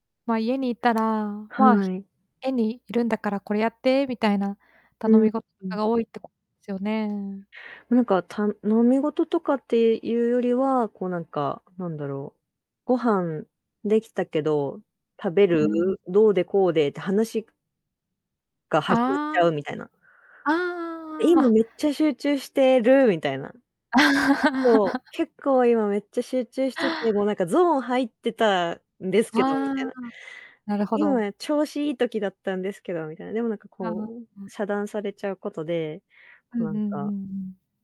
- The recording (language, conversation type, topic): Japanese, advice, 境界線を引けず断れないことで疲れている
- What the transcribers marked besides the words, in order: unintelligible speech; laugh